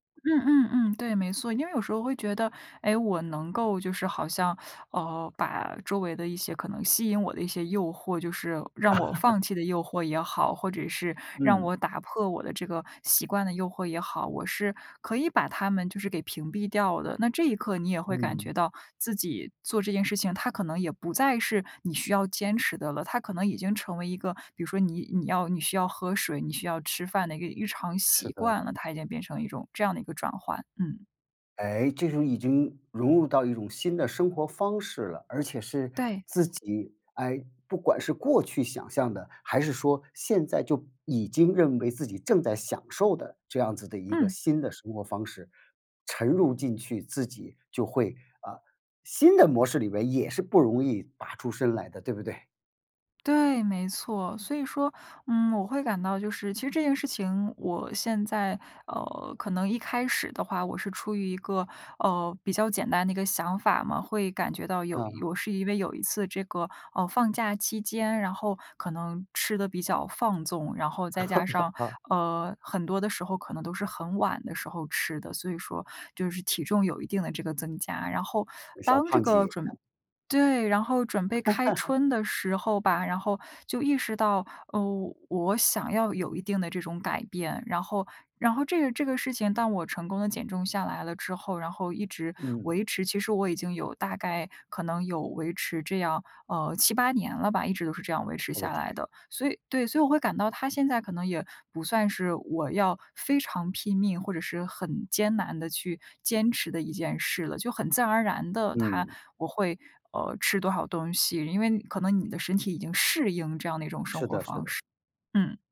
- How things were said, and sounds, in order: teeth sucking; chuckle; tapping; chuckle; "子" said as "几"; chuckle
- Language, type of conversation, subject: Chinese, podcast, 你觉得让你坚持下去的最大动力是什么？